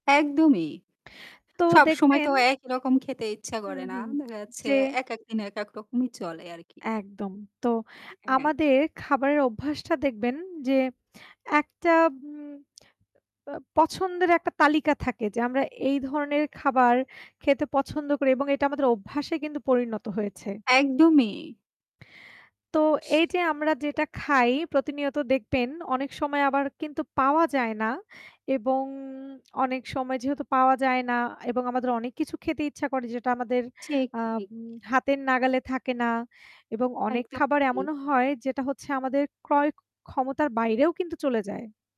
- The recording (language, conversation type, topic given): Bengali, unstructured, ভবিষ্যতে আমাদের খাদ্যাভ্যাস কীভাবে পরিবর্তিত হতে পারে বলে আপনি মনে করেন?
- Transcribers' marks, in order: static; distorted speech; tapping; unintelligible speech; mechanical hum; other background noise